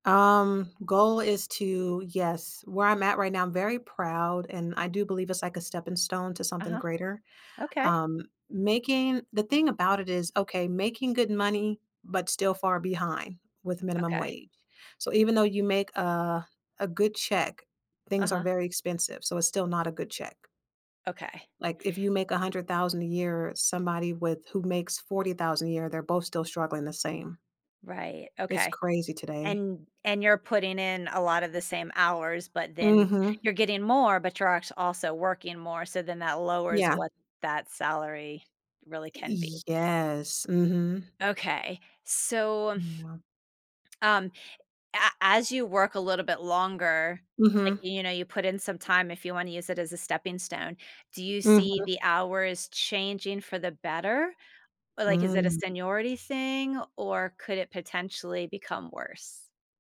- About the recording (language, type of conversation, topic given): English, advice, How can I set clear boundaries to balance work and family time?
- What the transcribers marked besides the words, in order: drawn out: "Yes"